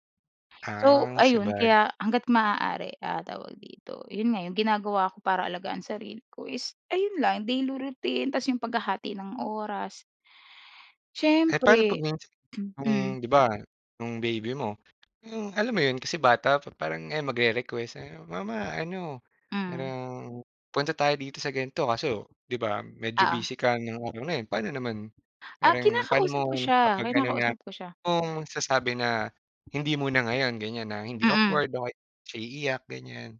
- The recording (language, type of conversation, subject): Filipino, podcast, Ano ang ginagawa mo para alagaan ang sarili mo kapag sobrang abala ka?
- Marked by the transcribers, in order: tapping; other background noise